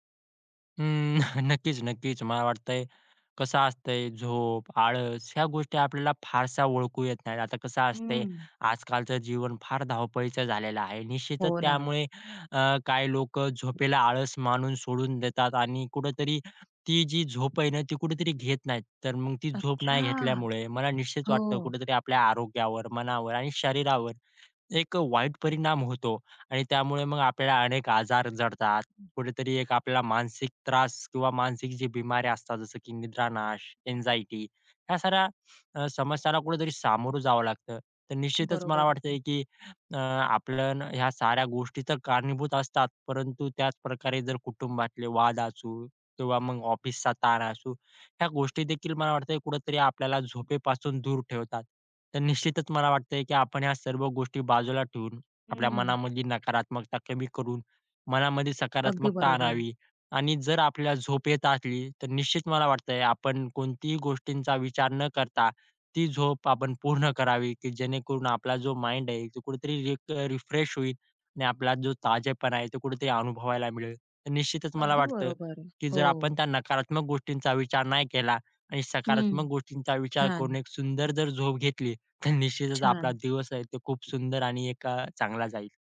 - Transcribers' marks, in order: laughing while speaking: "नक्कीच-नक्कीच"; tapping; in English: "अँक्झायटी"; in English: "माइंड"; laughing while speaking: "निश्चितच"
- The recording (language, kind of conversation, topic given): Marathi, podcast, झोप हवी आहे की फक्त आळस आहे, हे कसे ठरवता?